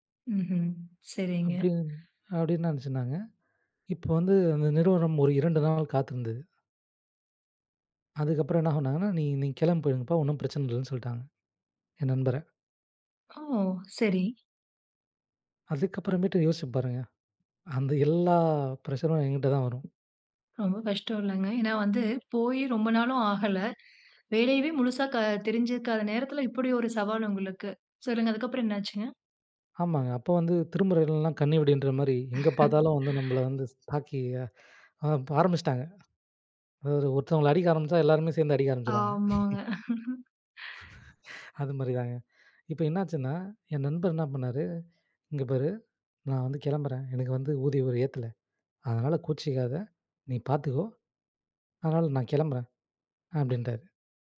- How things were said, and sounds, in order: other background noise; in English: "ப்ரஷரும்"; laugh; chuckle; laugh
- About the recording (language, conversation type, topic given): Tamil, podcast, தோல்விகள் உங்கள் படைப்பை எவ்வாறு மாற்றின?
- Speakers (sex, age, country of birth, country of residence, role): female, 30-34, India, India, host; male, 25-29, India, India, guest